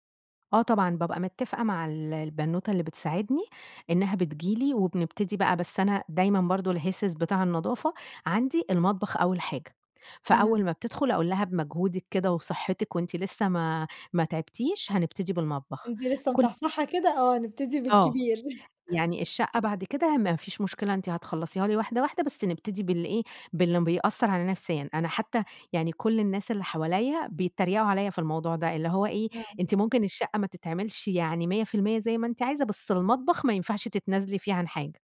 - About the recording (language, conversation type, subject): Arabic, podcast, ازاي تحافظي على ترتيب المطبخ بعد ما تخلصي طبخ؟
- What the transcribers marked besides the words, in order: tapping; laughing while speaking: "بالكبير"; chuckle